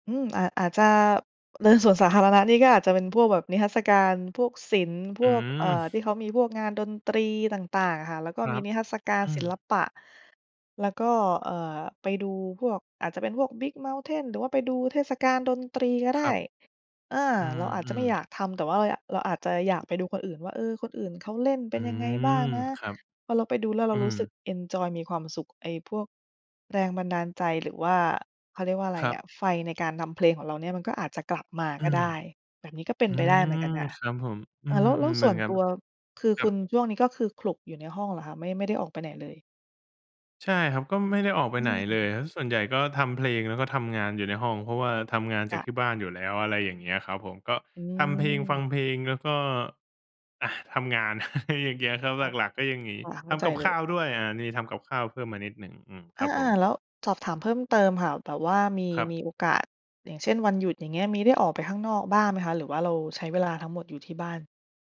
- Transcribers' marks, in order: other noise; other background noise; unintelligible speech; laughing while speaking: "อะไร"
- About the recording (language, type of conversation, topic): Thai, advice, ทำอย่างไรดีเมื่อหมดแรงจูงใจทำงานศิลปะที่เคยรัก?